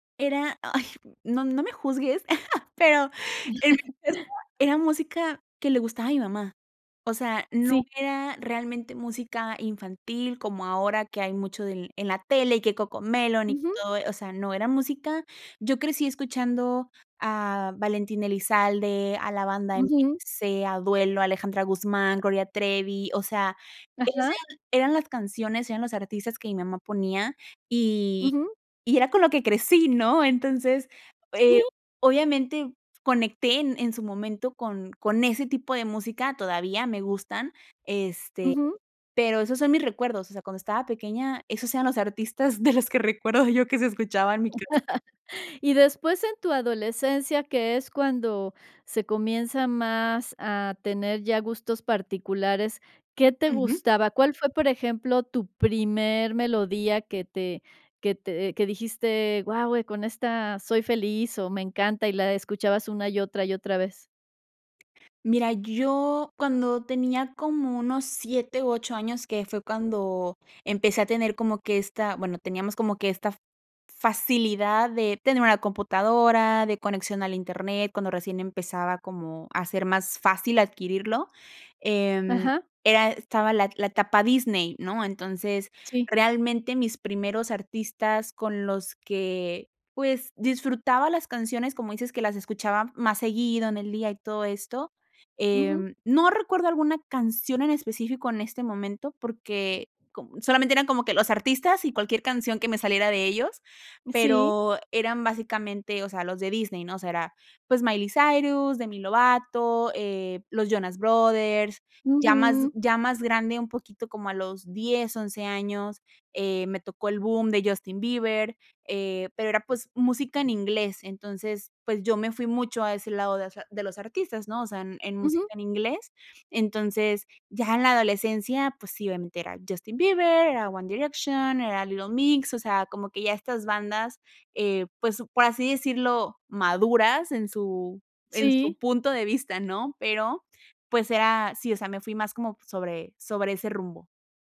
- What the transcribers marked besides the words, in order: chuckle; laugh; laughing while speaking: "de los que recuerdo yo que se escuchaba en mi casa"; laugh; other background noise; tapping
- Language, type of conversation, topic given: Spanish, podcast, ¿Qué papel juega la música en tu vida para ayudarte a desconectarte del día a día?